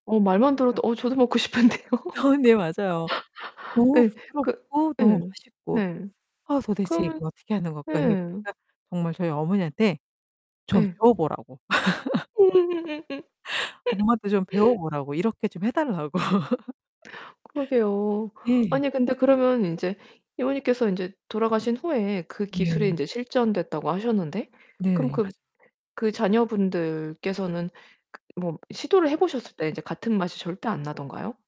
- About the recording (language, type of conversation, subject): Korean, podcast, 가족 모임에서 꼭 빠지지 않는 음식이 있나요?
- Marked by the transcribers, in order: laughing while speaking: "어"; laughing while speaking: "먹고 싶은데요"; distorted speech; laugh; unintelligible speech; other background noise; laugh; laughing while speaking: "음음음음음"; laugh; laughing while speaking: "해달라고"; laugh